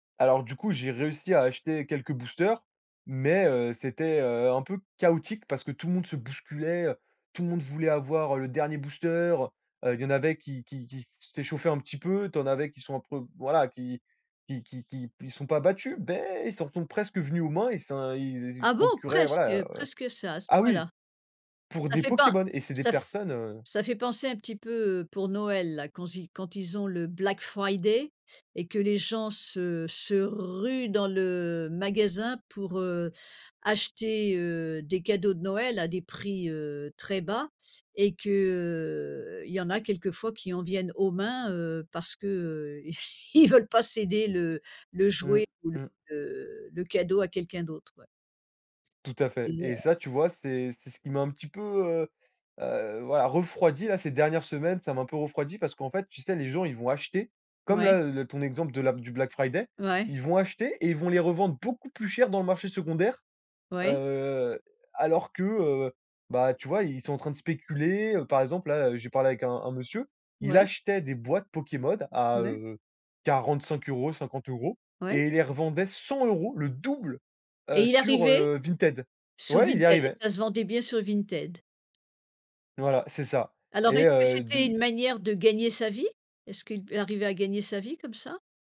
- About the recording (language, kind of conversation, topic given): French, podcast, Parle-moi d'un loisir d'enfance que tu as redécouvert ?
- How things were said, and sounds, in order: stressed: "mais"; stressed: "ruent"; laughing while speaking: "ils"; stressed: "cent euros"